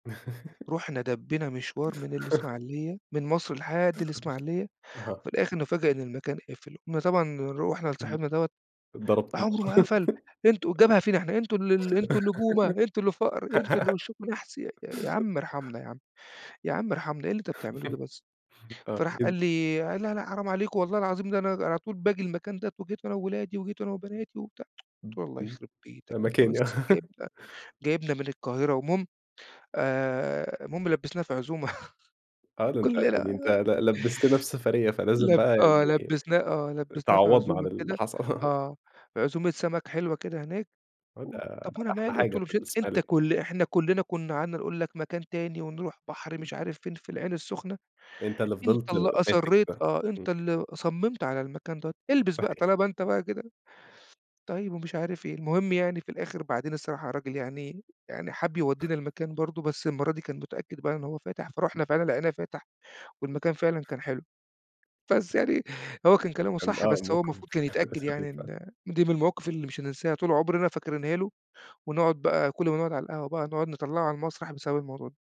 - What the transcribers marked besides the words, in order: chuckle; chuckle; chuckle; giggle; chuckle; chuckle; tsk; laugh; laughing while speaking: "كُلّنا"; laugh; chuckle; other noise; chuckle
- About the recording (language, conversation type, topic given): Arabic, podcast, إيه أكتر لَمّة سعيدة حضرتها مع أهلك أو صحابك ولسه فاكر منها إيه؟